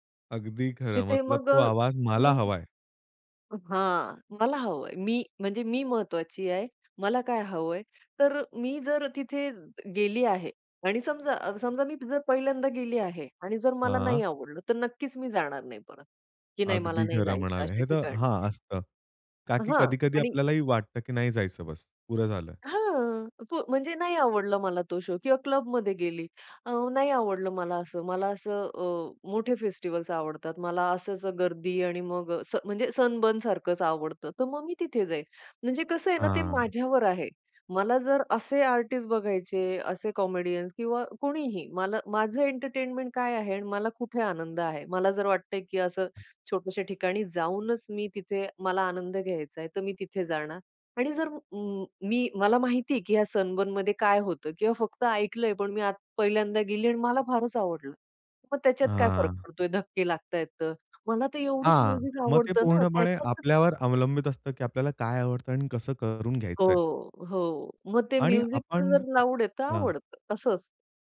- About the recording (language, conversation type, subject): Marathi, podcast, फेस्टिव्हल आणि छोट्या क्लबमधील कार्यक्रमांमध्ये तुम्हाला नेमका काय फरक जाणवतो?
- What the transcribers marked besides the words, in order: tapping; in English: "शो"; in English: "कॉमेडियन्स"; other noise; in English: "म्युझिकपण"